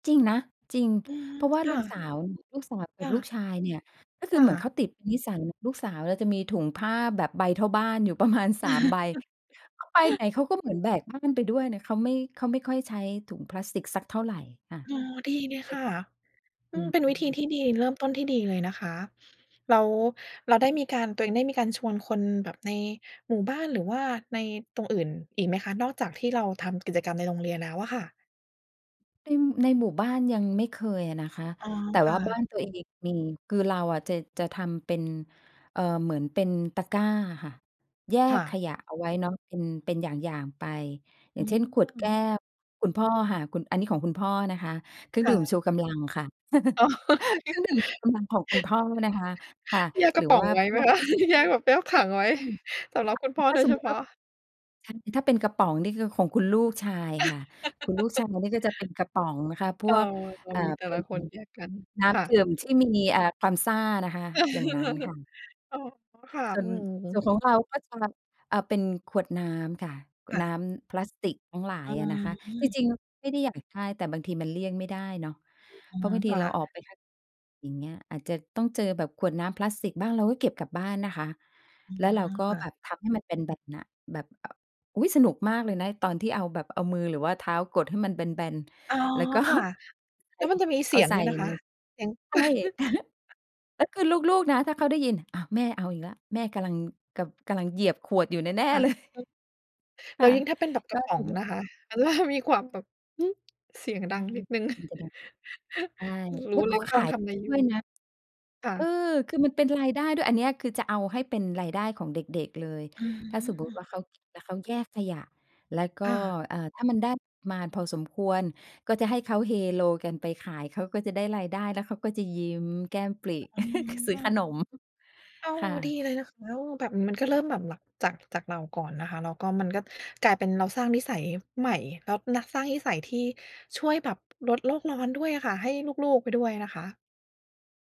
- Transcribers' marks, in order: laugh; laughing while speaking: "แยกกระป๋องไว้ไหมคะ ? แยกแบบแยกถังไว้"; chuckle; unintelligible speech; laughing while speaking: "ก็"; unintelligible speech; laugh; other noise; laughing while speaking: "ต ล่า"; tapping; unintelligible speech; chuckle
- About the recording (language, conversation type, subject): Thai, podcast, อะไรคือประสบการณ์ที่ทำให้คุณเริ่มใส่ใจสิ่งแวดล้อมมากขึ้น?